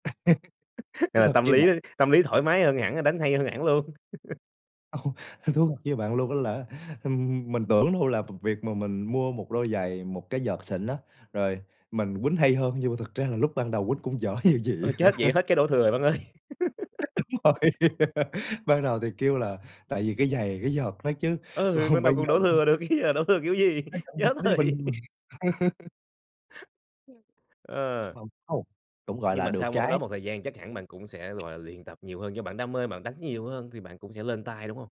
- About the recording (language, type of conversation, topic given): Vietnamese, podcast, Bạn có sở thích nào khiến thời gian trôi thật nhanh không?
- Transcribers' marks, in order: laugh; chuckle; laugh; laughing while speaking: "Ồ, thú"; laughing while speaking: "như gì"; laugh; laughing while speaking: "Đúng rồi"; laughing while speaking: "ơi"; laugh; laughing while speaking: "còn"; laughing while speaking: "chứ"; laughing while speaking: "đổ thừa"; laugh; laughing while speaking: "rồi"; laugh; unintelligible speech; laugh; unintelligible speech; other background noise